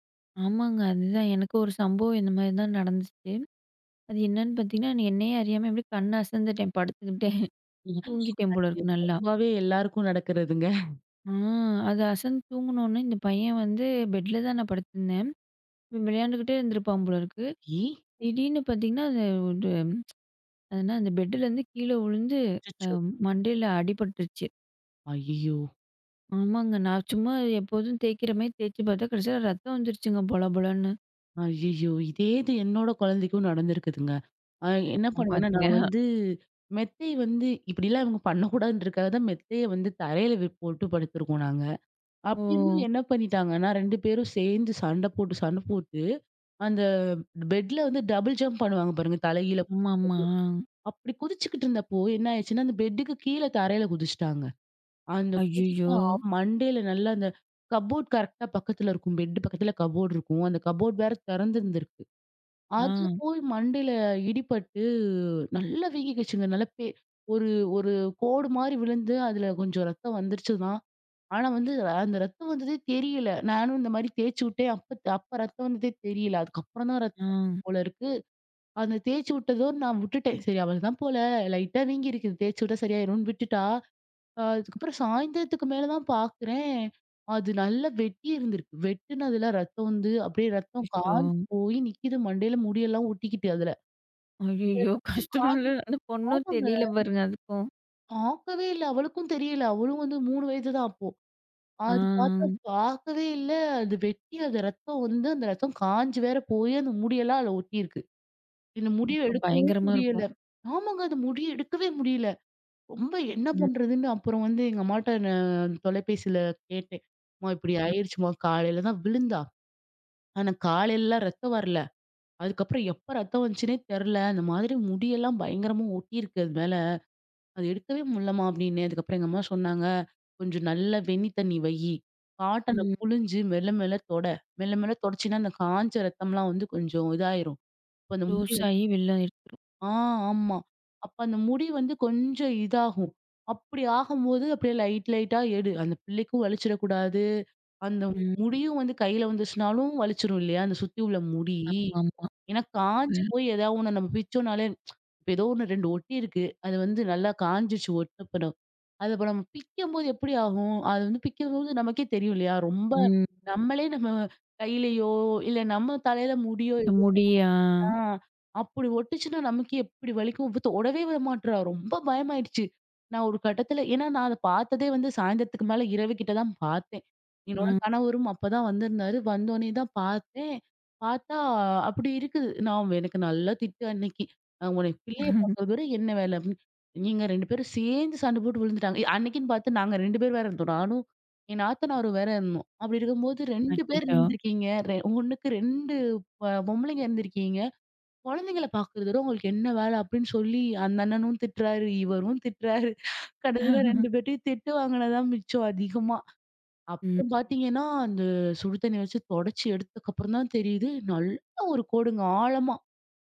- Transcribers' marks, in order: laughing while speaking: "படுத்துக்கிட்டேன்"; unintelligible speech; laughing while speaking: "நடக்கிறதுங்க"; tsk; sad: "ஐய்யயோ!"; unintelligible speech; in English: "டபுள் ஜம்ப்"; drawn out: "இடிபட்டு"; laughing while speaking: "கஷ்டமால்ல? அந்த பொண்ணும் தெரியல பாருங்க"; unintelligible speech; "வெளில" said as "வெள்ல"; other background noise; tsk; drawn out: "முடியா!"; chuckle; laughing while speaking: "இவரும் திட்டுறாரு. கடைசில ரெண்டு பேர்டயும் திட்டு வாங்கினது தான் மிச்சம்"; chuckle; stressed: "நல்ல ஒரு கோடுங்க ஆழமா"
- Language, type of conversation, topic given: Tamil, podcast, மதிய சோர்வு வந்தால் நீங்கள் அதை எப்படி சமாளிப்பீர்கள்?